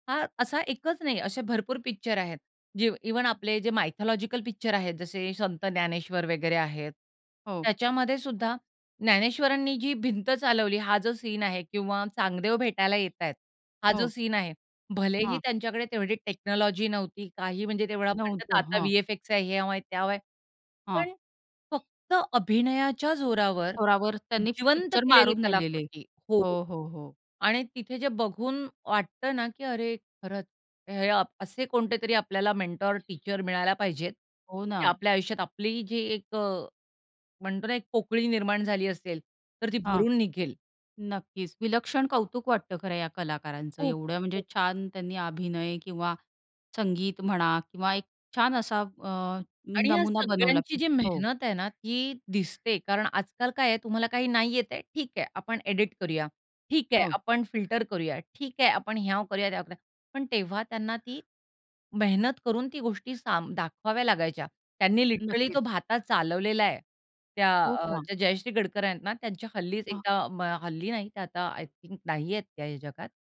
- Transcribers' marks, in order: other background noise; in English: "टेक्नॉलॉजी"; tapping; bird; in English: "मेंटॉर, टीचर"; unintelligible speech; in English: "लिटरली"; other noise
- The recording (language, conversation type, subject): Marathi, podcast, जुने सिनेमे पुन्हा पाहिल्यावर तुम्हाला कसे वाटते?